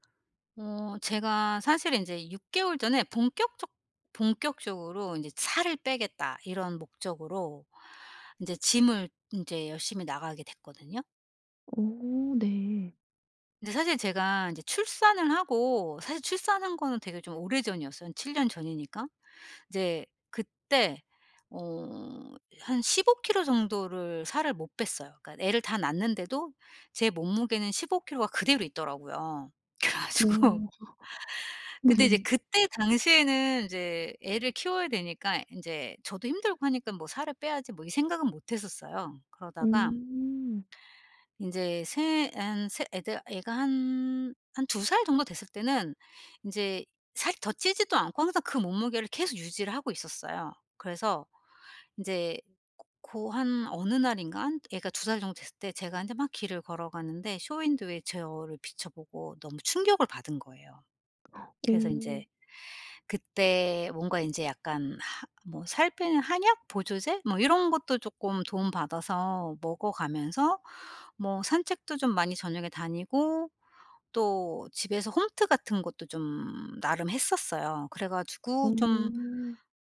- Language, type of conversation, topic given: Korean, advice, 운동 성과 정체기를 어떻게 극복할 수 있을까요?
- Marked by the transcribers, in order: tapping; in English: "gym을"; laughing while speaking: "그래 가지고"; laughing while speaking: "네"; sigh